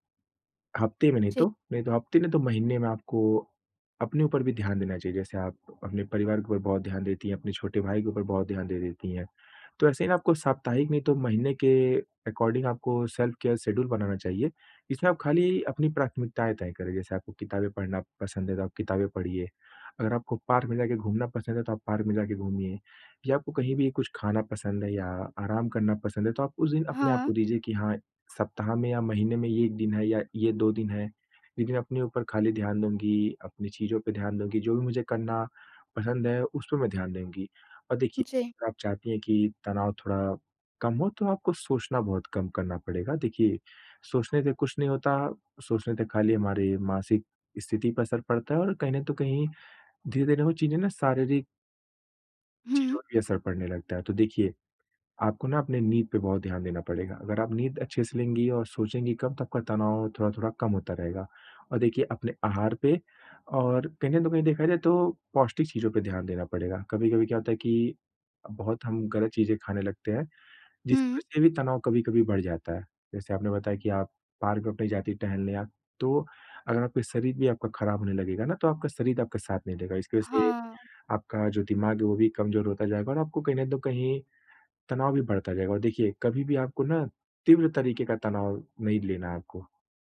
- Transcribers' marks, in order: in English: "अकॉर्डिंग"; in English: "सेल्फ केयर शेड्यूल"
- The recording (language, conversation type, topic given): Hindi, advice, तनाव कम करने के लिए रोज़मर्रा की खुद-देखभाल में कौन-से सरल तरीके अपनाए जा सकते हैं?